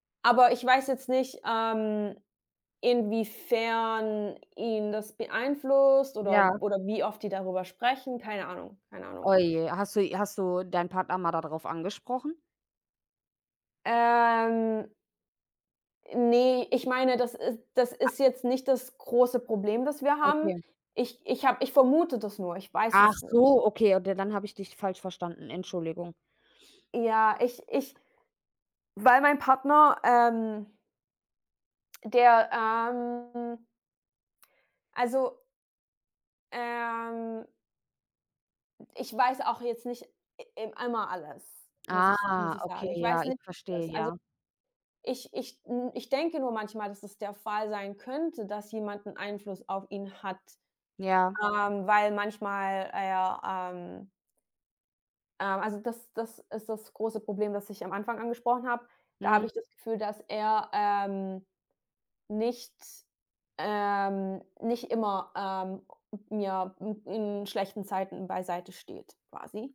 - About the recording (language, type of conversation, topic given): German, unstructured, Wie kann man Vertrauen in einer Beziehung aufbauen?
- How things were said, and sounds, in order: none